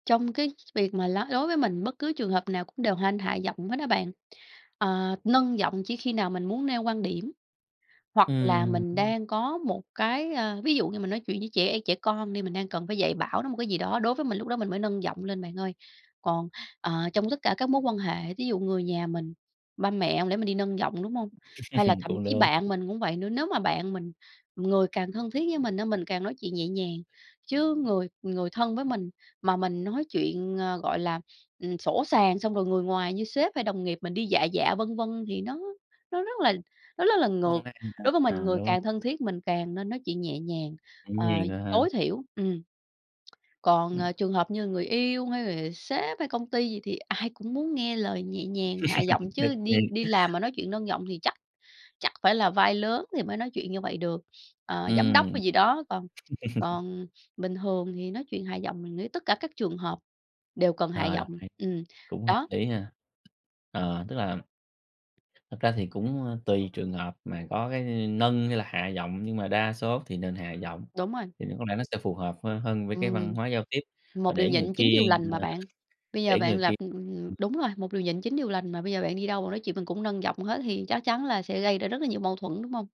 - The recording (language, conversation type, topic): Vietnamese, podcast, Bạn nghĩ giọng điệu ảnh hưởng thế nào đến những hiểu lầm trong giao tiếp?
- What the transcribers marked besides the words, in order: other background noise; tapping; laugh; sniff; "rất" said as "lất"; laugh; sniff; laugh; sniff